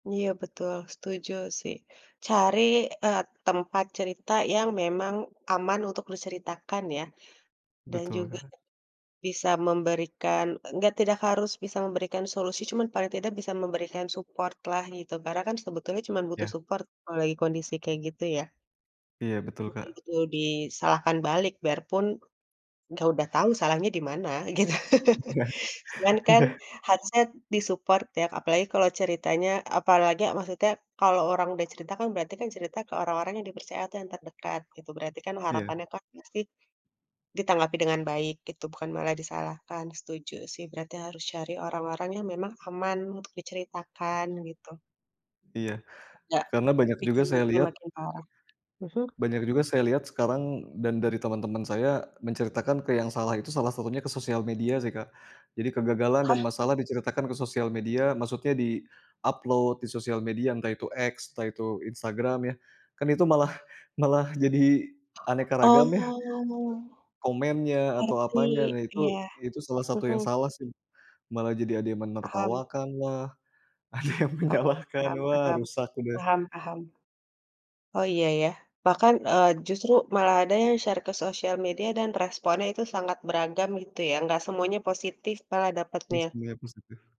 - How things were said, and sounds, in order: in English: "support-lah"; in English: "support"; laughing while speaking: "gitu"; laughing while speaking: "Ya, iya"; in English: "di-support"; other background noise; tapping; in English: "mood-nya"; in English: "di-upload"; drawn out: "Oh"; laughing while speaking: "ada yang menyalahkan"; in English: "share"
- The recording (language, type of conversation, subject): Indonesian, podcast, Bagaimana cara kamu mengubah kegagalan menjadi peluang?